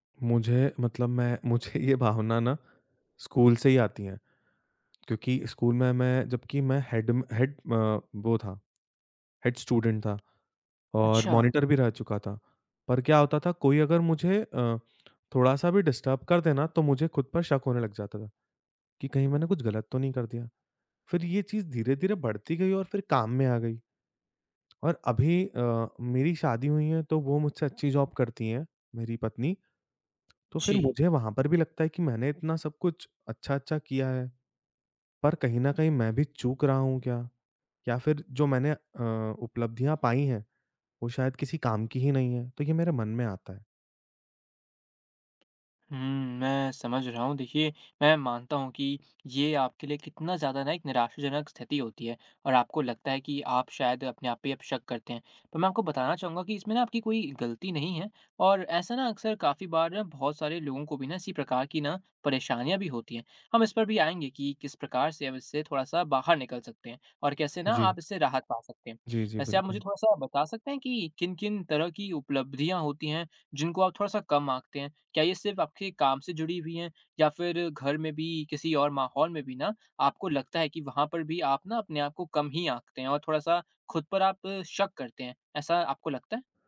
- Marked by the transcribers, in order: laughing while speaking: "ये भावना ना"; in English: "हेड"; in English: "हेड"; in English: "हेड स्टूडेंट"; in English: "मॉनिटर"; in English: "डिस्टर्ब"; in English: "जॉब"
- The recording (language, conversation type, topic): Hindi, advice, आप अपनी उपलब्धियों को कम आँककर खुद पर शक क्यों करते हैं?